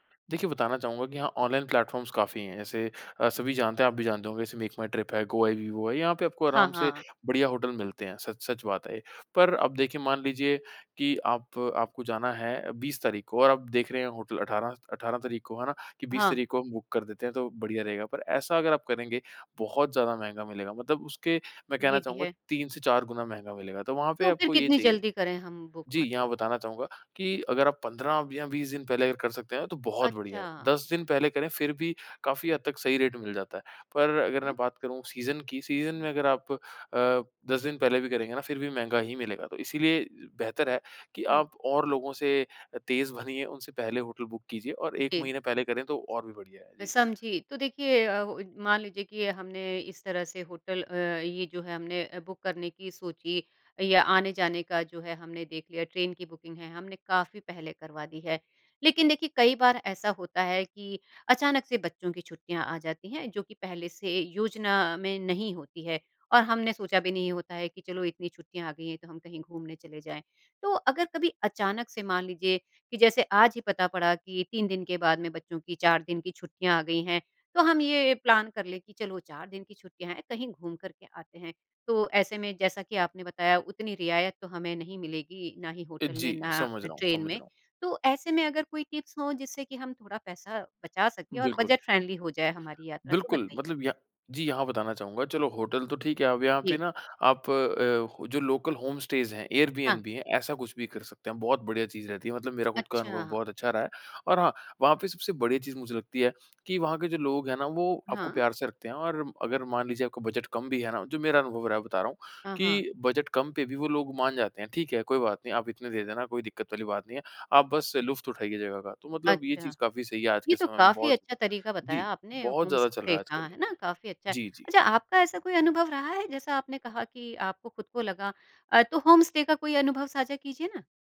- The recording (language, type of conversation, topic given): Hindi, podcast, बजट में यात्रा करने के आपके आसान सुझाव क्या हैं?
- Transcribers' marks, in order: in English: "प्लेटफ़ॉर्म्स"; in English: "रेट"; in English: "सीज़न"; in English: "सीज़न"; in English: "प्लान"; in English: "टिप्स"; in English: "बजट फ़्रेंडली"; in English: "लोकल होम स्टेस"; in English: "एयर बीएनबी"; in English: "बजट"; in English: "बजट"; in English: "होम स्टे"; in English: "होम स्टे"